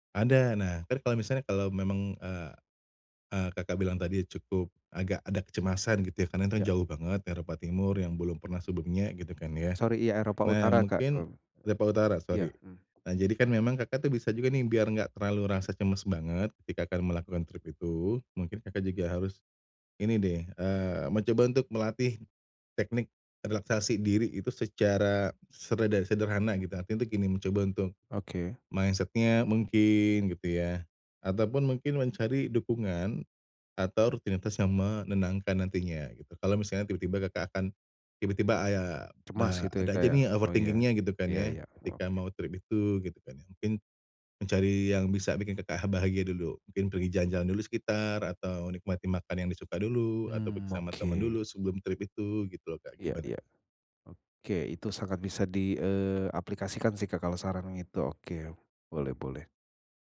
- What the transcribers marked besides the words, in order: "Eropa" said as "lepa"; in English: "mindset-nya"; other background noise; in English: "overthinking-nya"
- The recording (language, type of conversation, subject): Indonesian, advice, Bagaimana cara mengurangi kecemasan saat bepergian sendirian?